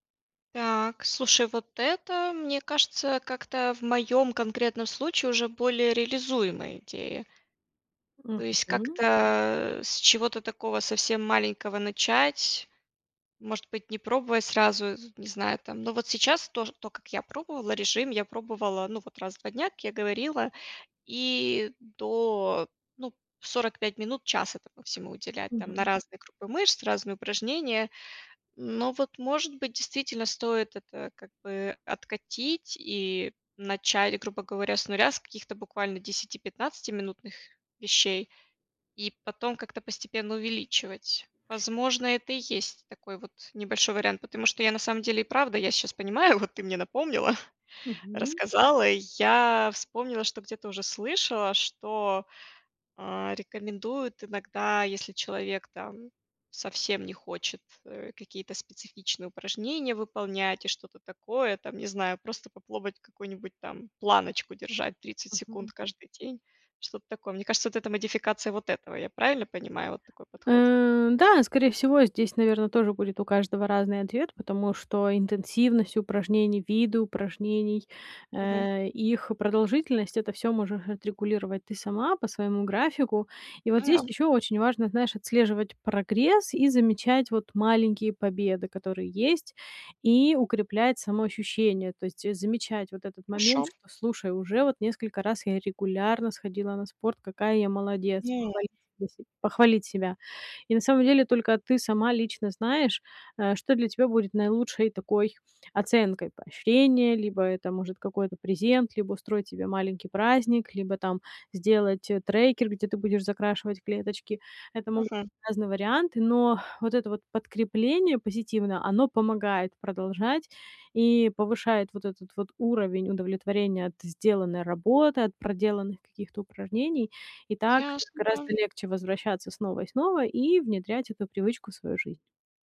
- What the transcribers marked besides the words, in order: chuckle; "попробовать" said as "попловать"; tapping; unintelligible speech; other background noise
- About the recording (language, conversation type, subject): Russian, advice, Как мне закрепить новые привычки и сделать их частью своей личности и жизни?